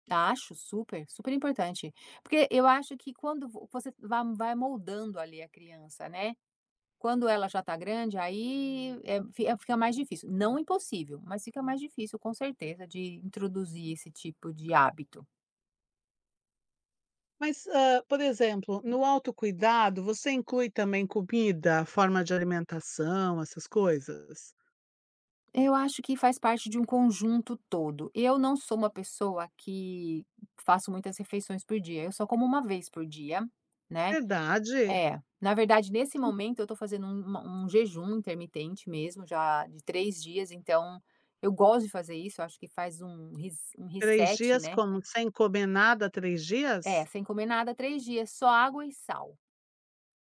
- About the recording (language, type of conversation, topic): Portuguese, podcast, Como você encaixa o autocuidado na correria do dia a dia?
- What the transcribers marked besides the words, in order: tapping; other background noise; in English: "reset"